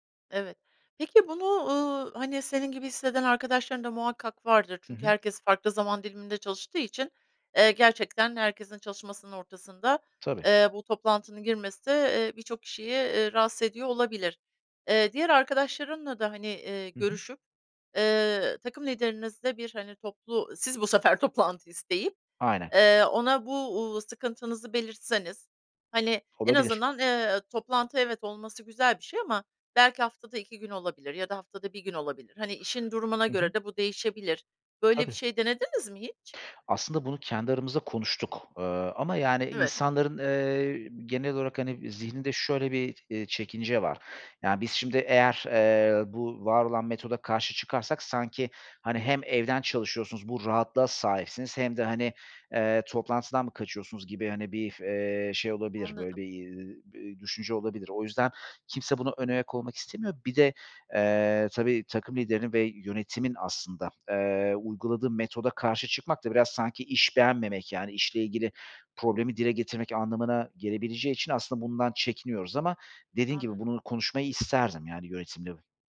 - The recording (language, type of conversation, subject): Turkish, advice, Uzaktan çalışmaya başlayınca zaman yönetimi ve iş-özel hayat sınırlarına nasıl uyum sağlıyorsunuz?
- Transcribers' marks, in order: tapping; other background noise